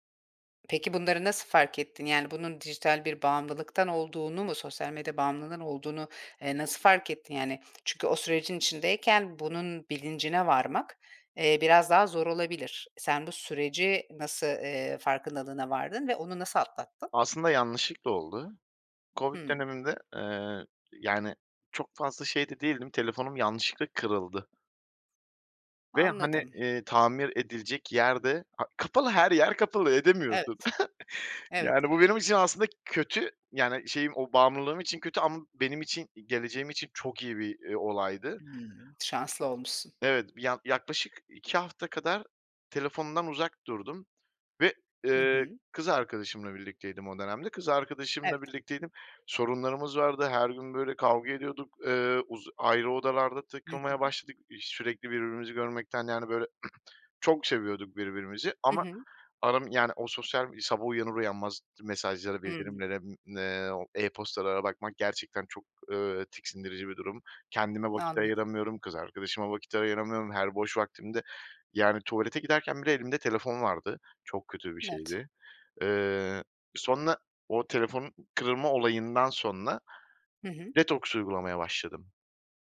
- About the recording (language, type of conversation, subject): Turkish, podcast, Sosyal medyanın ruh sağlığı üzerindeki etkisini nasıl yönetiyorsun?
- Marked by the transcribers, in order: chuckle; throat clearing; unintelligible speech; other background noise